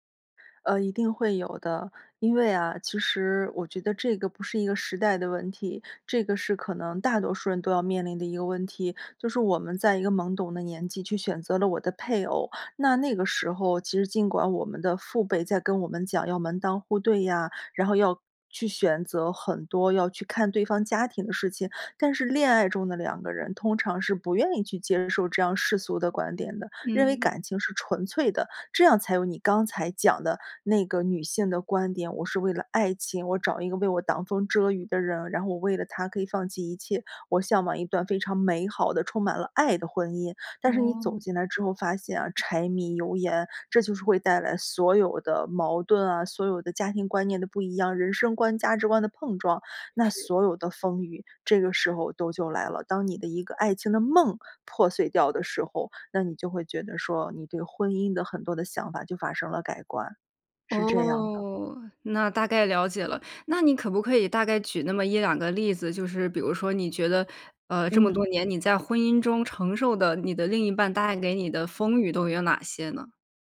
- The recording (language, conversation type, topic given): Chinese, podcast, 维持夫妻感情最关键的因素是什么？
- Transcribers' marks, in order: other background noise; stressed: "梦"